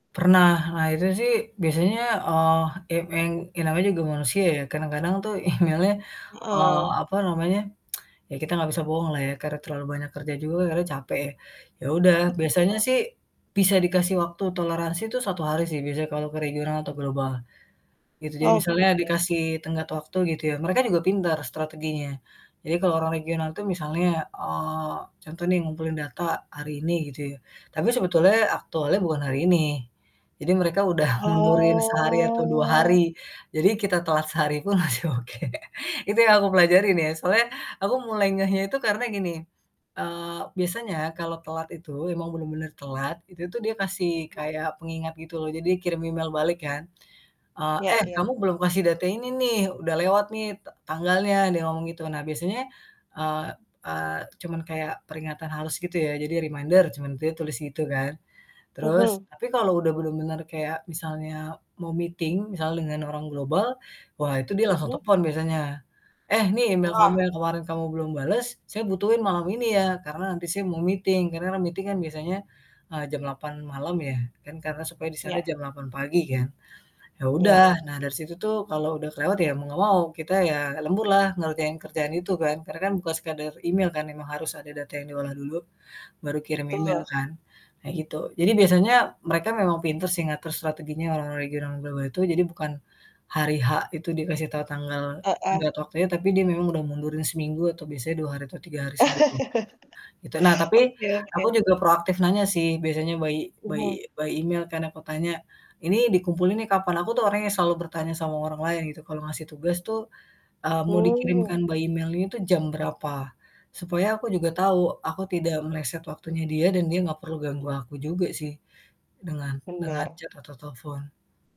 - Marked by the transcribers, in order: laughing while speaking: "email-nya"; tsk; tapping; distorted speech; drawn out: "Oh"; laughing while speaking: "masih oke"; other background noise; in English: "Reminder"; in English: "meeting"; in English: "meeting"; in English: "meeting"; laugh; in English: "by by by"; in English: "by"; in English: "chat"
- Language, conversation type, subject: Indonesian, podcast, Bagaimana cara kamu menjaga batas antara pekerjaan dan kehidupan pribadi saat menggunakan surel?